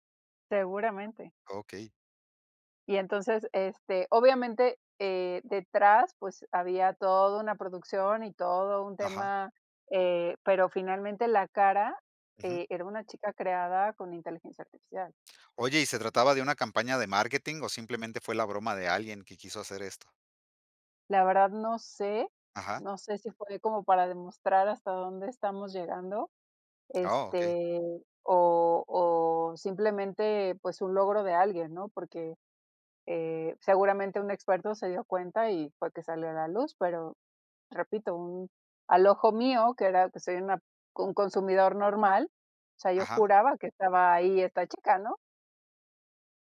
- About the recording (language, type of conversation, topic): Spanish, podcast, ¿Cómo afecta el exceso de información a nuestras decisiones?
- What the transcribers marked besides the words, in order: tapping